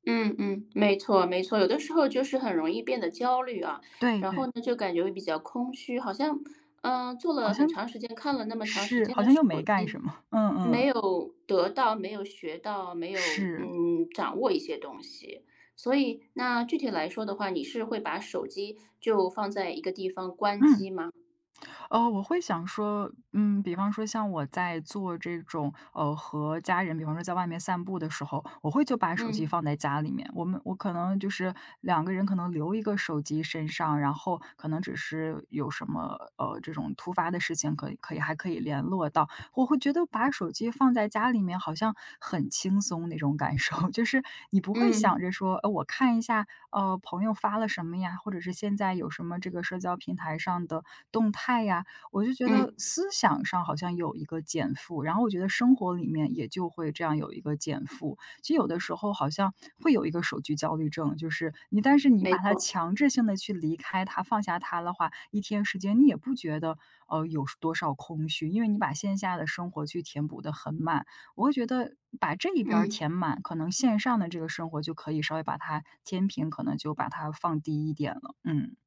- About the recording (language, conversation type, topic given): Chinese, podcast, 你有哪些小技巧能让时间变得更有意义？
- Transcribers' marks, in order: tapping; other background noise; chuckle; laughing while speaking: "受"